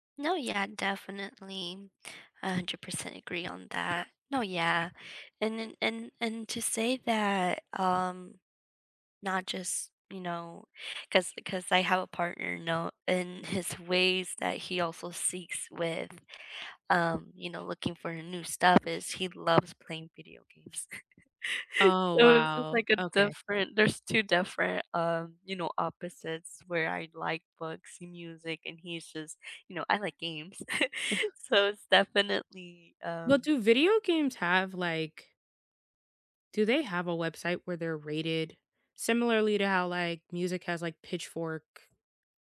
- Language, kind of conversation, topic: English, unstructured, How do you usually discover new shows, books, music, or games, and how do you share your recommendations?
- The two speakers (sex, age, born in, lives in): female, 20-24, United States, United States; female, 30-34, United States, United States
- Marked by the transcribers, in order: tapping; other background noise; laugh; chuckle; laugh